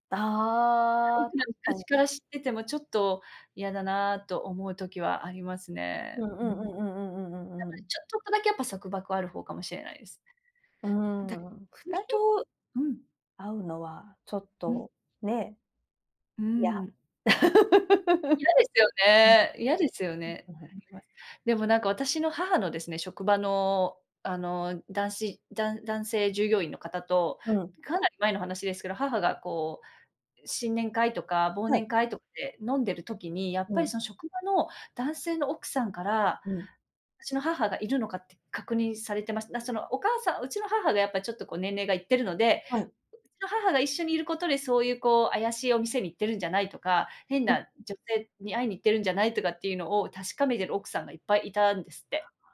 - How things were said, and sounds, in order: other background noise; laugh; other noise
- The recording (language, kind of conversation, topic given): Japanese, unstructured, 恋人に束縛されるのは嫌ですか？